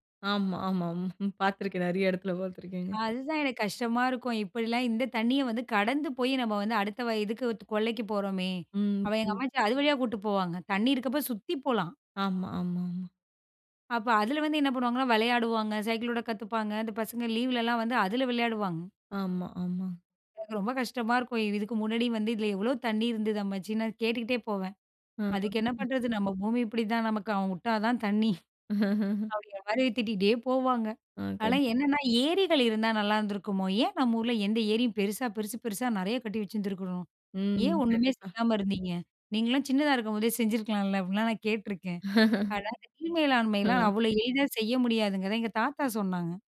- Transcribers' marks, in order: laughing while speaking: "ம்ஹ்ம்"; "இது" said as "இத்து"; unintelligible speech; chuckle; other background noise; chuckle
- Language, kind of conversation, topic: Tamil, podcast, மழைக்காலமும் வறண்ட காலமும் நமக்கு சமநிலையை எப்படி கற்பிக்கின்றன?